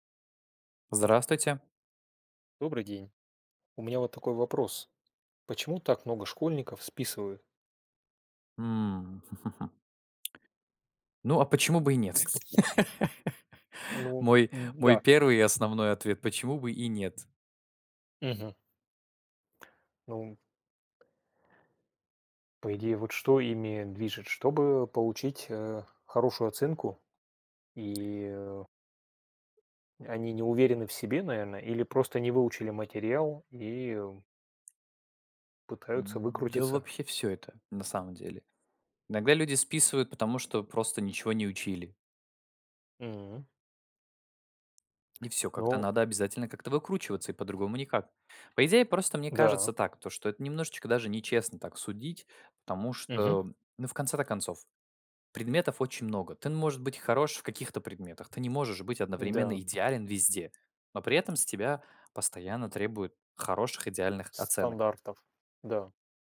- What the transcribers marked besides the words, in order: chuckle; tapping; other background noise; laugh; alarm; other noise
- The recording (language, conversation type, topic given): Russian, unstructured, Почему так много школьников списывают?